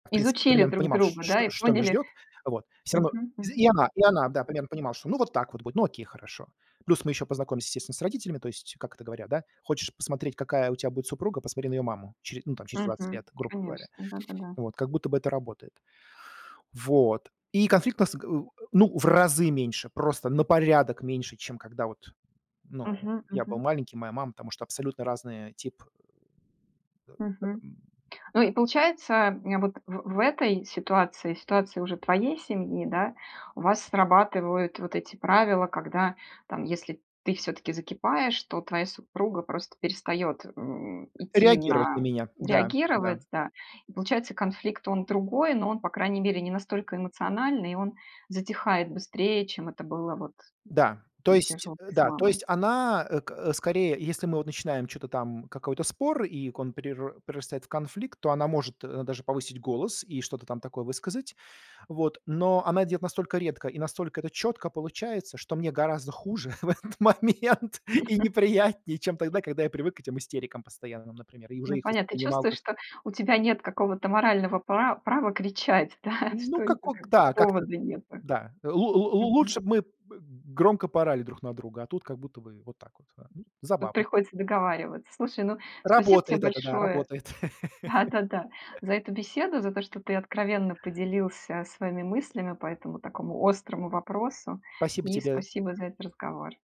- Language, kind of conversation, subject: Russian, podcast, Как вы восстанавливаете близость в семье после серьёзной ссоры?
- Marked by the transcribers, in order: grunt; laughing while speaking: "в этот момент и неприятнее"; chuckle; tapping; chuckle; laughing while speaking: "да"; laugh